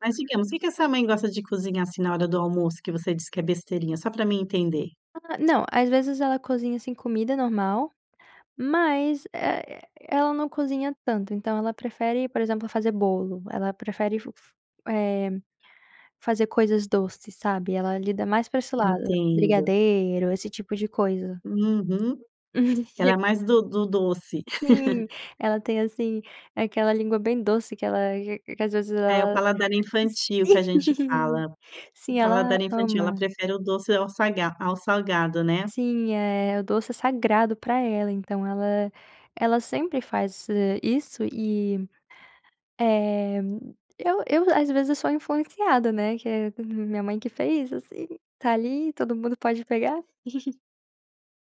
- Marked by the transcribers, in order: laugh; other noise; laugh; unintelligible speech; giggle; giggle
- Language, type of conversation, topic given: Portuguese, advice, Como é que você costuma comer quando está estressado(a) ou triste?
- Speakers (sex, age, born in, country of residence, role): female, 20-24, Brazil, United States, user; female, 45-49, Brazil, Italy, advisor